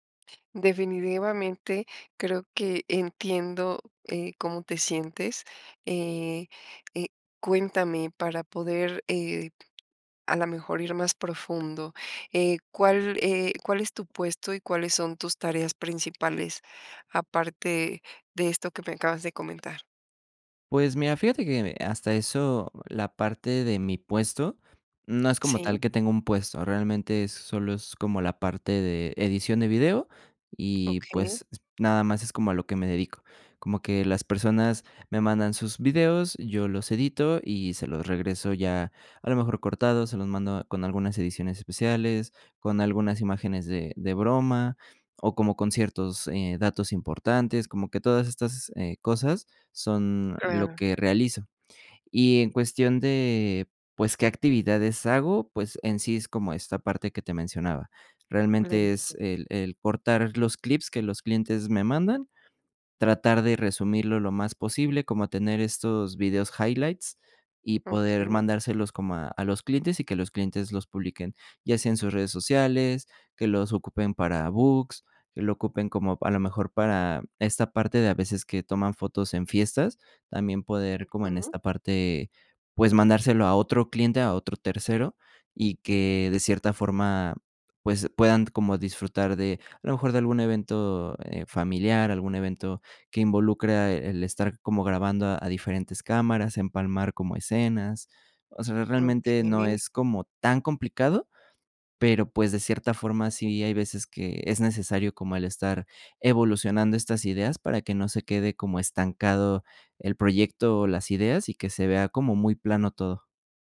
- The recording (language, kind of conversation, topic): Spanish, advice, ¿Cómo puedo generar ideas frescas para mi trabajo de todos los días?
- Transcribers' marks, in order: "Definitivamente" said as "definivivamente"; other background noise; unintelligible speech